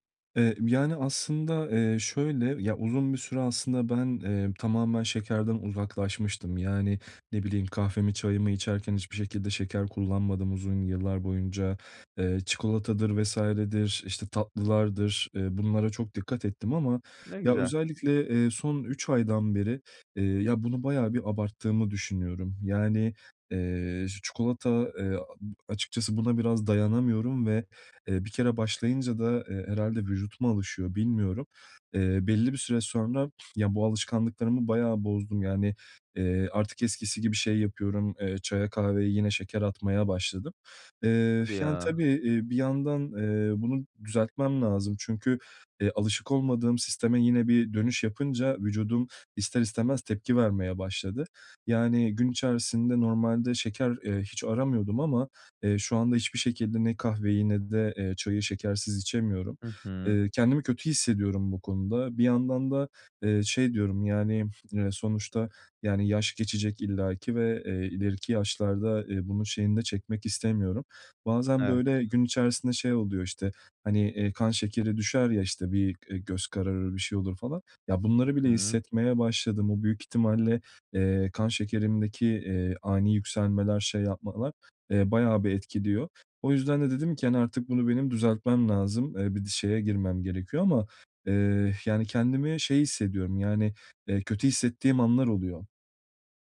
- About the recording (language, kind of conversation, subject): Turkish, advice, Şeker tüketimini azaltırken duygularımı nasıl daha iyi yönetebilirim?
- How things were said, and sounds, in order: tapping